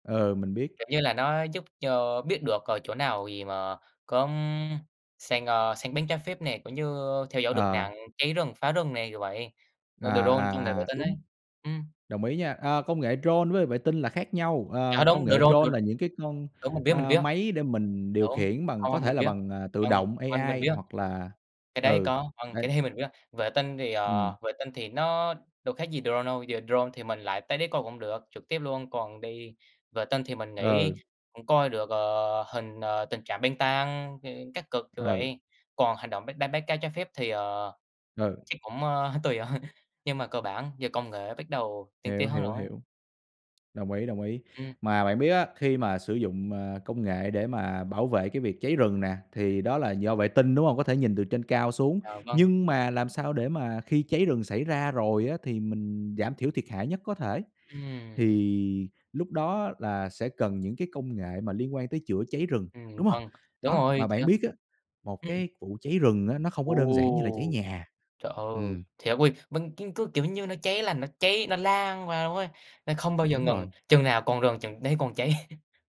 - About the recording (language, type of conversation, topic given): Vietnamese, unstructured, Công nghệ có thể giúp giải quyết các vấn đề môi trường như thế nào?
- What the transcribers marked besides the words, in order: tapping; in English: "drone"; other background noise; in English: "drone"; in English: "drone"; in English: "drone"; laughing while speaking: "đấy"; in English: "drone"; in English: "drone"; laughing while speaking: "tùy thôi"; chuckle